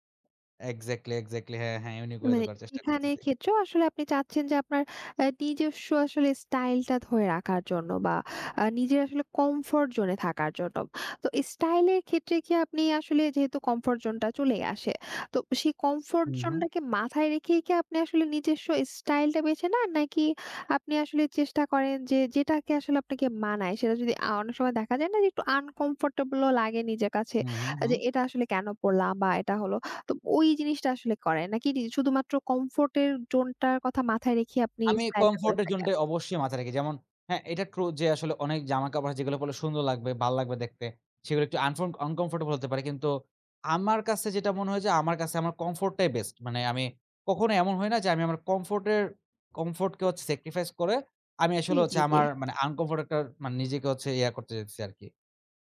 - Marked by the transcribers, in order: in English: "এক্সাক্টলি, এক্সাক্টলি"; other background noise; "করতেছি" said as "করছি"; "জোনটাকে" said as "জোনডাকে"; in English: "কমফোর্ট"; in English: "ট্রু"; "ভালো" said as "বাআল"; in English: "অংকমফোর্টেবল"; "আনকম্ফোর্টেবল" said as "অংকমফোর্টেবল"; in English: "কমফোর্ট"; in English: "কমফোর্ট"; in English: "সেক্রিফাইস"; in English: "আনকমফোর্ট"; "চাইতেছি" said as "চাইছি"
- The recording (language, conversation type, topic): Bengali, podcast, স্টাইল বদলানোর ভয় কীভাবে কাটিয়ে উঠবেন?